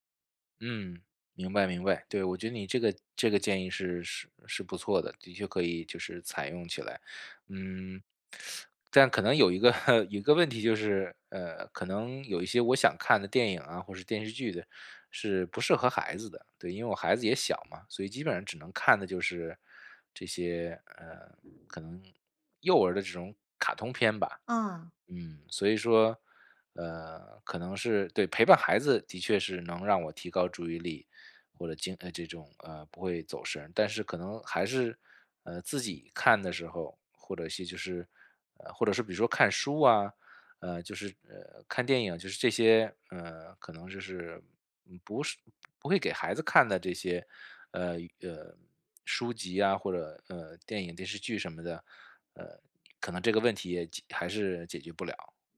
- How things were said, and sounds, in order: teeth sucking; chuckle
- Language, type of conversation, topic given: Chinese, advice, 看电影或听音乐时总是走神怎么办？